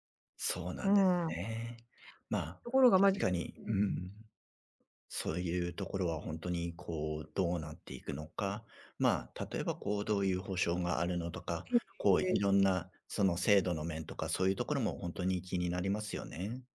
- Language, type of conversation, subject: Japanese, advice, 仕事を辞めるべきか続けるべきか迷っていますが、どうしたらいいですか？
- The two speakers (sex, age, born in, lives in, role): female, 50-54, Japan, Japan, user; male, 35-39, Japan, Japan, advisor
- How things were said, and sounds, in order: unintelligible speech